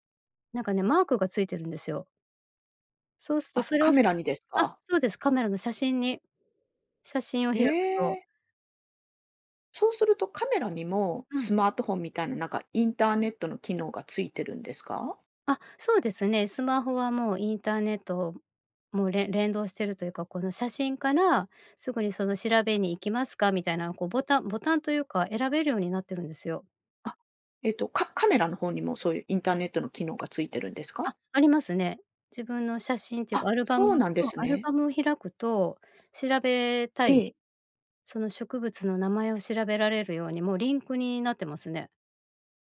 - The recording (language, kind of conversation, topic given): Japanese, podcast, 散歩中に見つけてうれしいものは、どんなものが多いですか？
- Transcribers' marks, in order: none